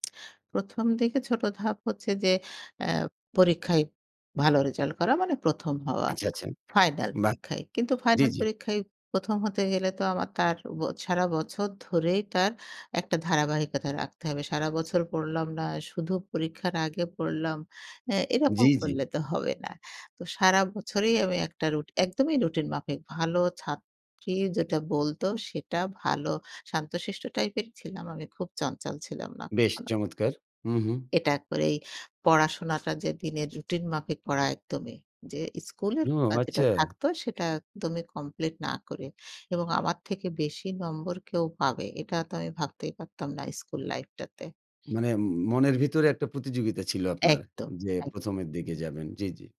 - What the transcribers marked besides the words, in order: other background noise; other street noise; "আচ্ছা" said as "আচ্চা"
- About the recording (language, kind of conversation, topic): Bengali, podcast, ছোট ছোট ধাপ নিয়ে বড় লক্ষ্য কিভাবে অর্জন করা যায়?